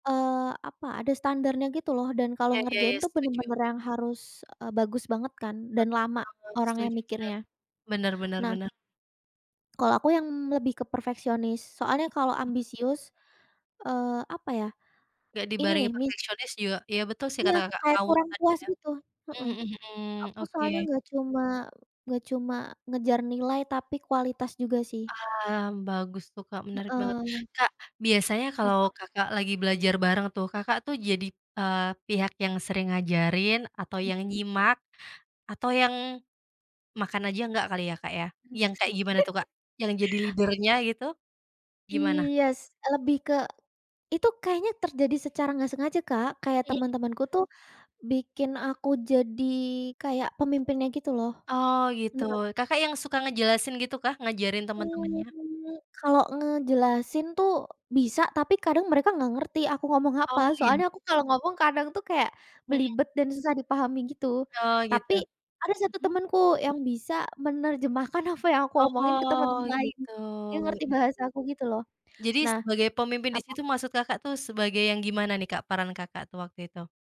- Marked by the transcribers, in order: other background noise; chuckle; in English: "leader-nya"; laughing while speaking: "apa"; drawn out: "Oh"
- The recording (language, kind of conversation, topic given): Indonesian, podcast, Bagaimana pengalamanmu belajar bersama teman atau kelompok belajar?